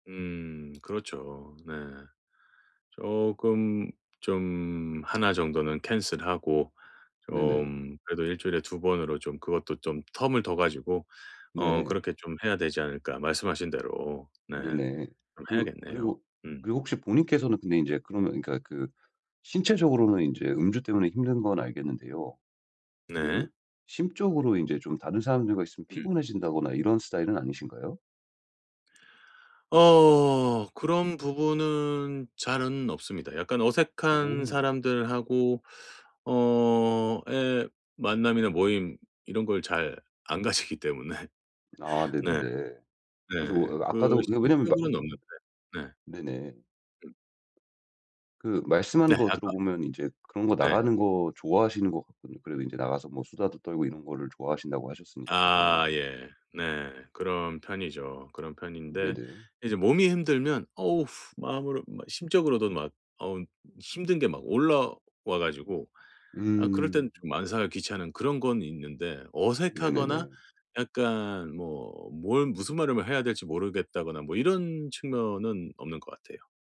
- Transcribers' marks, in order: other background noise; laughing while speaking: "가지기 때문에. 네"; unintelligible speech
- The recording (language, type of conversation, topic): Korean, advice, 약속이 많은 시즌에 지치지 않고 즐기는 방법은 무엇인가요?